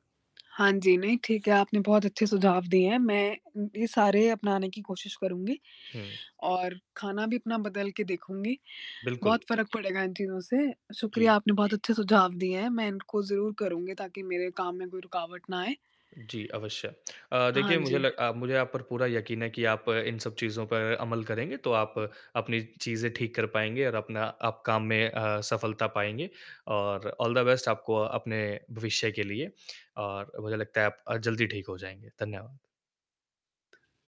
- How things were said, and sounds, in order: static; other noise; in English: "ऑल द बेस्ट"
- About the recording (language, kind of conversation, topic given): Hindi, advice, क्या थकान और ऊर्जा की कमी के कारण आपको रचनात्मक काम में रुकावट महसूस हो रही है?